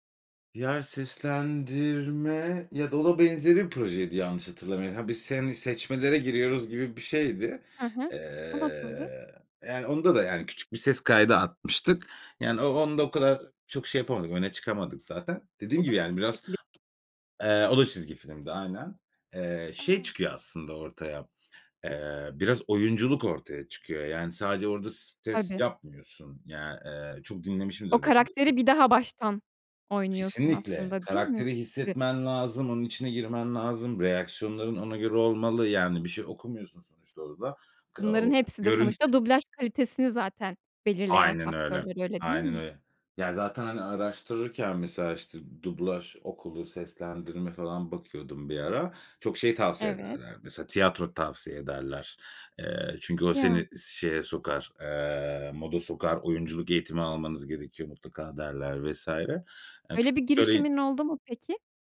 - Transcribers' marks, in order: tapping; other background noise; unintelligible speech; unintelligible speech
- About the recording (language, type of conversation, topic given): Turkish, podcast, Dublaj mı yoksa altyazı mı tercih ediyorsun, neden?